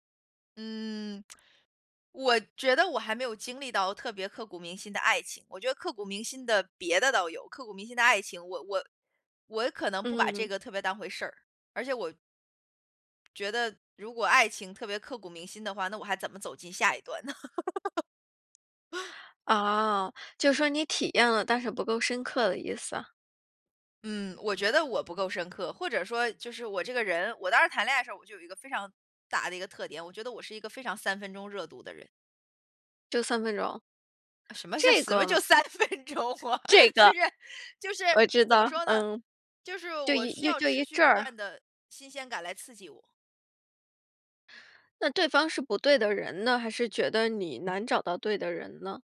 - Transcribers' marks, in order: lip smack; tapping; laugh; laughing while speaking: "什么就三 分钟啊！就是"; laughing while speaking: "这个，我知道"
- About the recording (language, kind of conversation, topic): Chinese, podcast, 有什么歌会让你想起第一次恋爱？